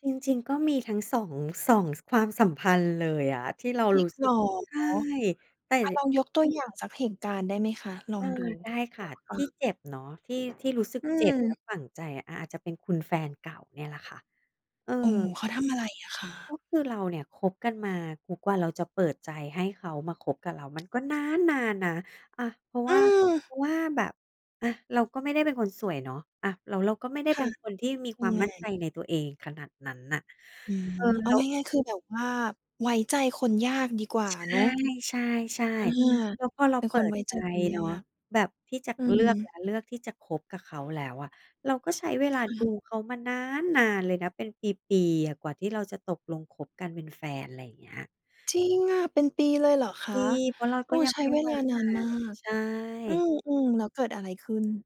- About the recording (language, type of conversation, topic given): Thai, podcast, อะไรทำให้คนเราสูญเสียความไว้ใจกันเร็วที่สุด?
- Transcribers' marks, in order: tapping; stressed: "นาน"; other background noise; stressed: "นาน"